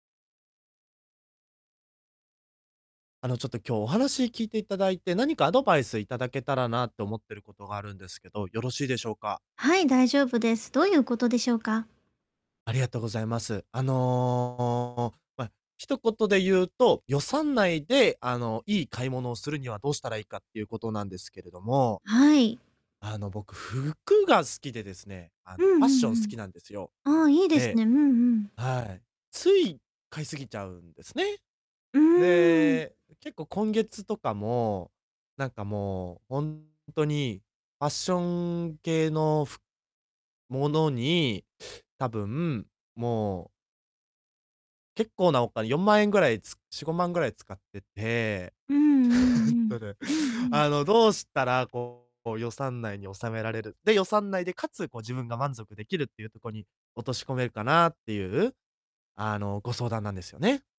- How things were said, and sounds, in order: distorted speech; static; laugh; laughing while speaking: "えっとね"
- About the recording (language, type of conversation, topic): Japanese, advice, 予算内でおしゃれに買い物するにはどうすればいいですか？